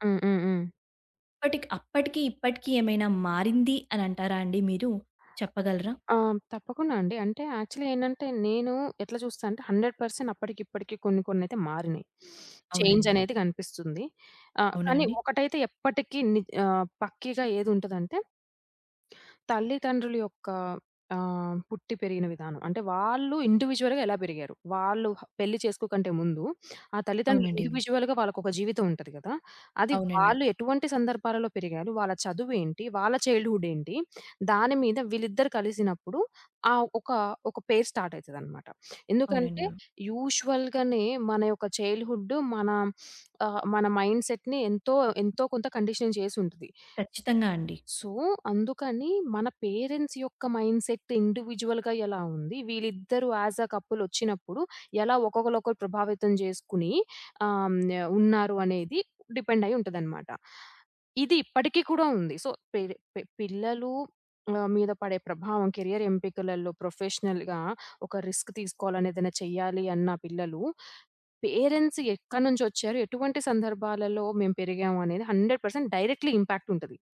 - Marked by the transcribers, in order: tapping; in English: "యాక్చువల్లీ"; in English: "హండ్రెడ్ పర్సెంట్"; sniff; in English: "చేంజ్"; in English: "ఇండివిడ్యువల్‌గా"; other background noise; in English: "ఇండివిడ్యువల్‌గా"; in English: "చైల్డ్‌హుడ్"; in English: "పెయిర్ స్టార్ట్"; sniff; in English: "యూజువల్‌గానే"; sniff; in English: "మైండ్‌సెట్‌ని"; in English: "కండిషన్"; in English: "సో"; in English: "పేరెంట్స్"; in English: "మైండ్‌సెట్ ఇండివిడ్యువల్‌గా"; in English: "యాస్ ఎ కపుల్"; in English: "డిపెండ్"; in English: "సో"; in English: "కెరియర్"; in English: "ప్రొఫెషనల్‌గా"; in English: "రిస్క్"; in English: "పేరెంట్స్"; in English: "హండ్రెడ్ పర్సెంట్ డైరెక్ట్‌లీ ఇంపాక్ట్"
- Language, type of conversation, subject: Telugu, podcast, పిల్లల కెరీర్ ఎంపికపై తల్లిదండ్రుల ఒత్తిడి కాలక్రమంలో ఎలా మారింది?